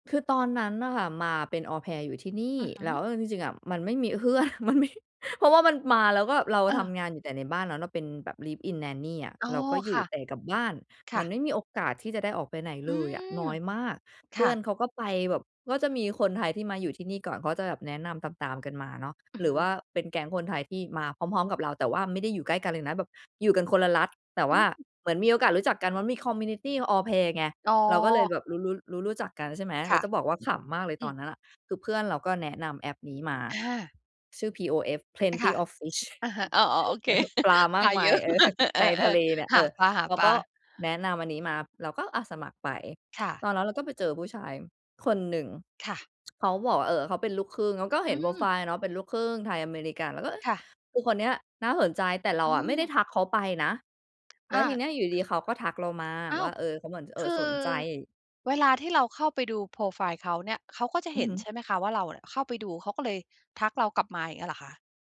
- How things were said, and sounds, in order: laughing while speaking: "เพื่อน มันไม่"; in English: "Live in Nanny"; tapping; in English: "คอมมิวนิตี"; laughing while speaking: "โอเค ปลาเยอะมาก"; giggle; laughing while speaking: "เออ"; tsk; other background noise
- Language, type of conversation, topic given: Thai, podcast, คุณคิดอย่างไรเกี่ยวกับการออกเดทผ่านแอปเมื่อเทียบกับการเจอแบบธรรมชาติ?